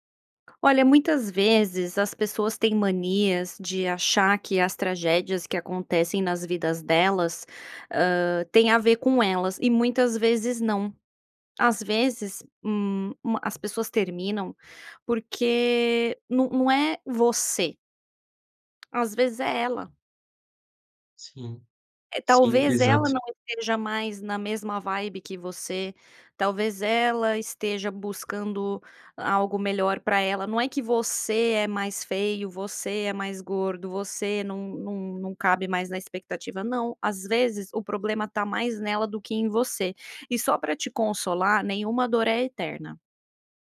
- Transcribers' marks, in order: tapping
- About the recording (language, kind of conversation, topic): Portuguese, advice, Como posso superar o fim recente do meu namoro e seguir em frente?